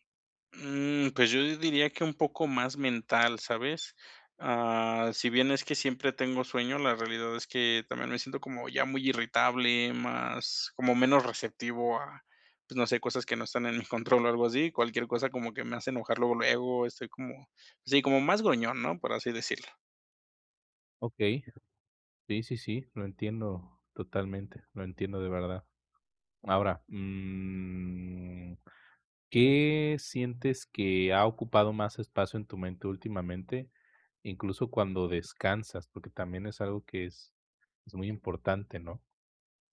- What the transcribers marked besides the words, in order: laughing while speaking: "mi"; drawn out: "mm"
- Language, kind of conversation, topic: Spanish, advice, ¿Por qué, aunque he descansado, sigo sin energía?